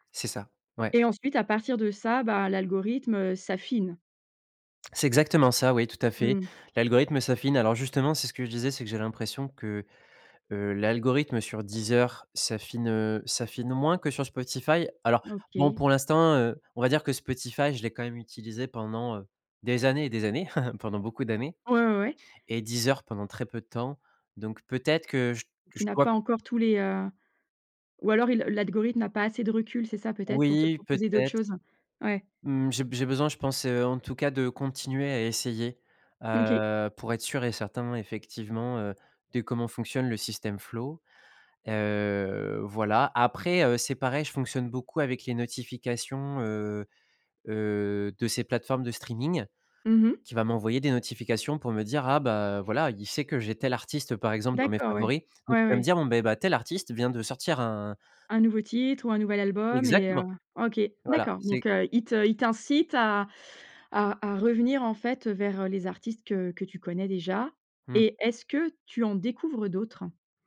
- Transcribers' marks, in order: chuckle; "l'algorithme" said as "l'atgorithme"; in English: "system flow"; unintelligible speech; tapping
- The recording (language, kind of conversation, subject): French, podcast, Comment trouvez-vous de nouvelles musiques en ce moment ?